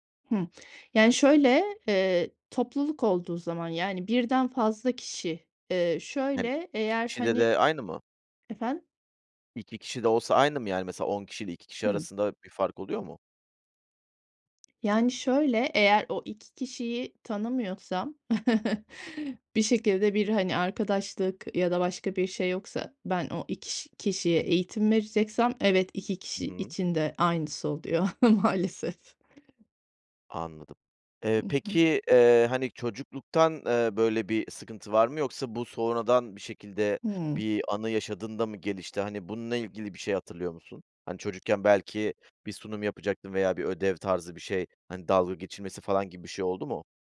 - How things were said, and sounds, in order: tapping; chuckle; chuckle; laughing while speaking: "maalesef"; other background noise
- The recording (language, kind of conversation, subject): Turkish, advice, Topluluk önünde konuşma kaygınızı nasıl yönetiyorsunuz?